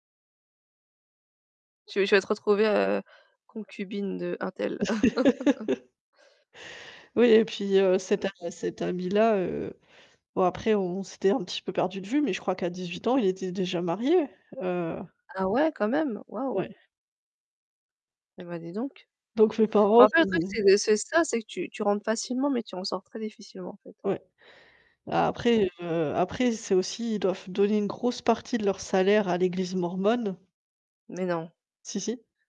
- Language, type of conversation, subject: French, unstructured, As-tu déjà été choqué par certaines pratiques religieuses ?
- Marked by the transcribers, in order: static; laugh; chuckle; distorted speech; tapping